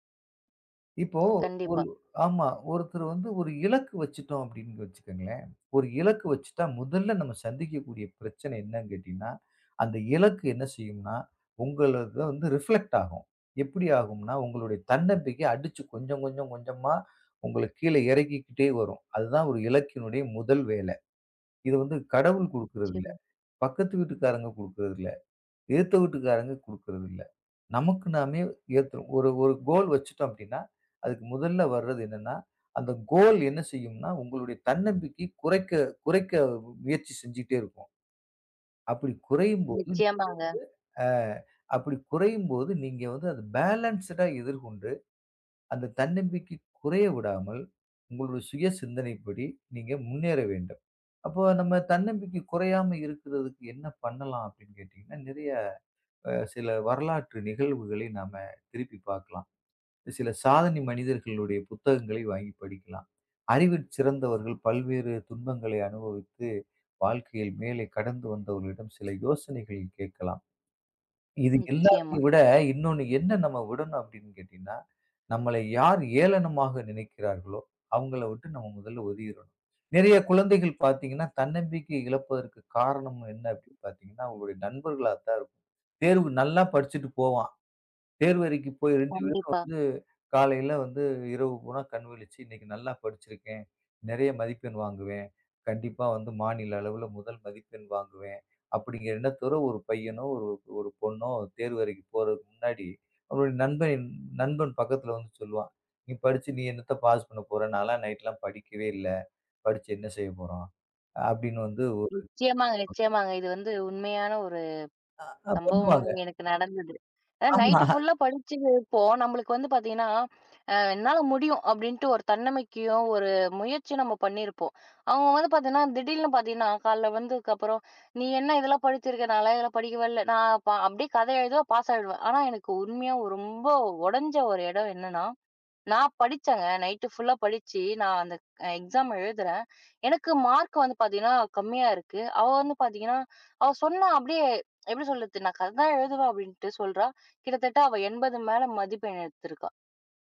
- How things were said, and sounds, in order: in English: "ரிஃப்ளக்ட்"; in English: "கோல்"; in English: "கோல்"; in English: "பேலன்சுடா"; "ஒதுங்கிறணும்" said as "ஒதிரணும்"; "எண்ணத்தோட" said as "எண்ணத்தோர"; in English: "பாஸ்"; unintelligible speech; in English: "நைட்டு"; laughing while speaking: "ஆமா"; "திடீர்னு" said as "திடீல்ன்னு"; in English: "பாஸ்"; in English: "நைட்டு"; in English: "எக்ஸாம்"; in English: "மார்க்கு"
- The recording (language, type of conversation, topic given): Tamil, podcast, தன்னம்பிக்கை குறையும் போது அதை எப்படி மீண்டும் கட்டியெழுப்புவீர்கள்?